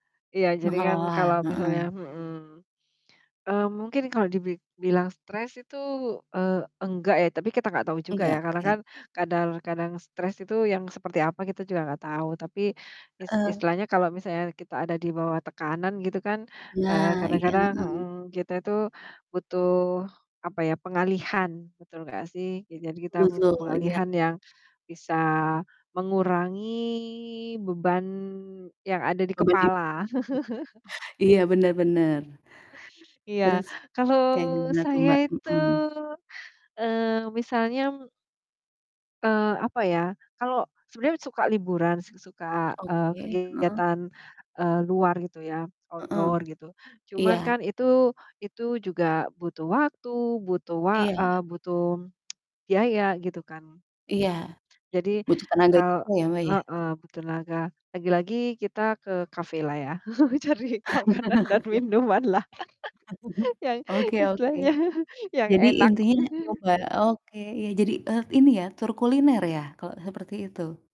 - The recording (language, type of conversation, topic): Indonesian, unstructured, Bagaimana cara Anda mengelola stres melalui aktivitas yang menyenangkan?
- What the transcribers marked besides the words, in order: drawn out: "mengurangi beban"; distorted speech; chuckle; in English: "outdoor"; tsk; chuckle; laughing while speaking: "Cari makanan dan minuman lah, yang istilahnya"; chuckle; static; chuckle